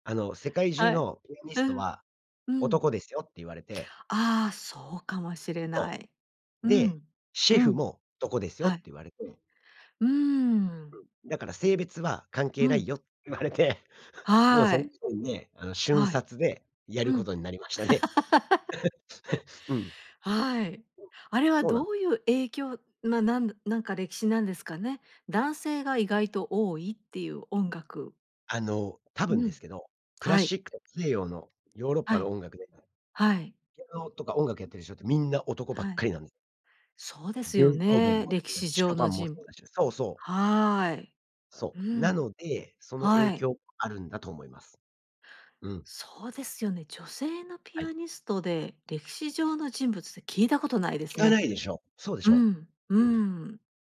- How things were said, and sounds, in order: laughing while speaking: "言われて"; chuckle; laughing while speaking: "なりましたね"; laugh; chuckle; tapping; other background noise
- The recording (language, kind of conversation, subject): Japanese, podcast, 家族の音楽はあなたにどんな影響を与えましたか？